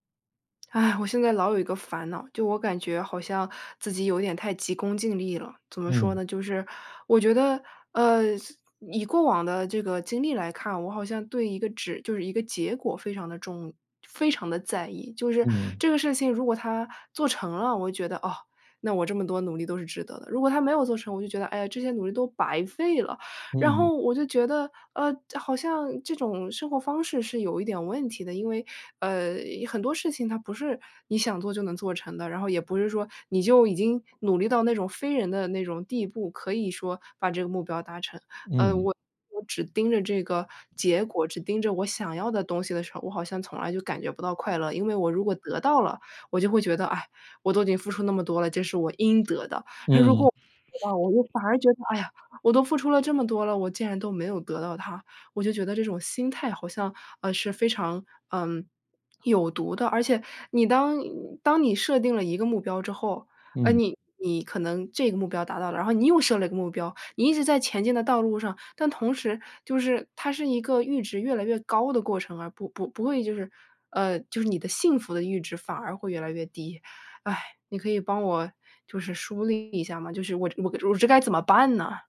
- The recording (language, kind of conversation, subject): Chinese, advice, 我总是只盯着终点、忽视每一点进步，该怎么办？
- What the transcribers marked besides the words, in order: other background noise; stressed: "非常"; tapping; swallow